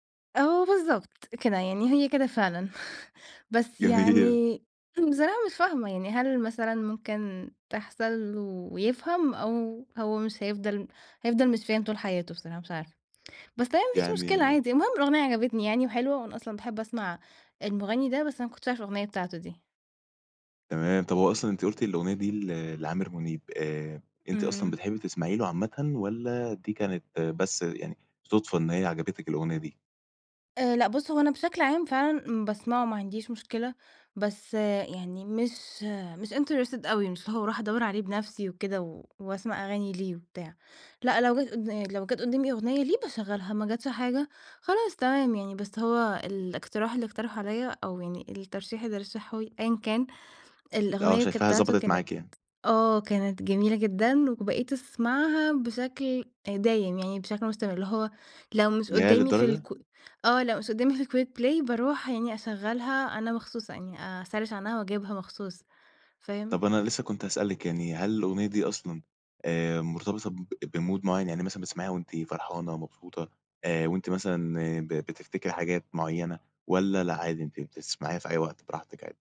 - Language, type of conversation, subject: Arabic, podcast, أنهي أغنية بتحسّ إنها بتعبّر عنك أكتر؟
- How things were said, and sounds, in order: chuckle; laughing while speaking: "جميل"; tapping; in English: "interested"; in English: "الquick play"; in English: "أسرِّش"; in English: "بmood"